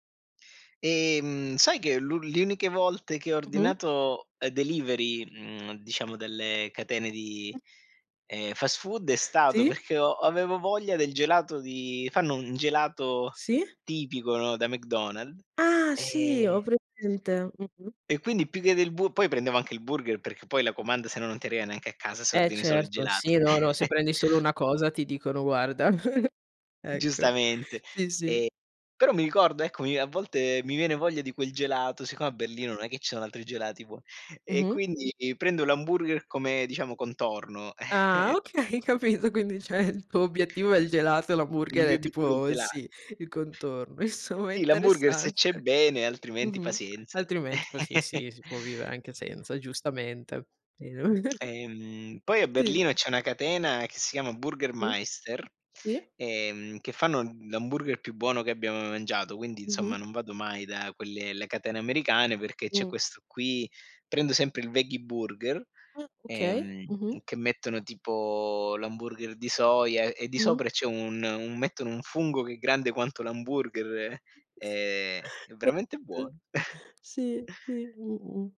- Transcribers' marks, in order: "ovviamente" said as "ovriamente"; other background noise; chuckle; chuckle; tapping; laughing while speaking: "ehm"; laughing while speaking: "capito, quindi cioè"; laughing while speaking: "insomma è interessante"; giggle; unintelligible speech; chuckle; chuckle; unintelligible speech; chuckle
- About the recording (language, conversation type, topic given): Italian, unstructured, Che cosa ti fa arrabbiare nei fast food?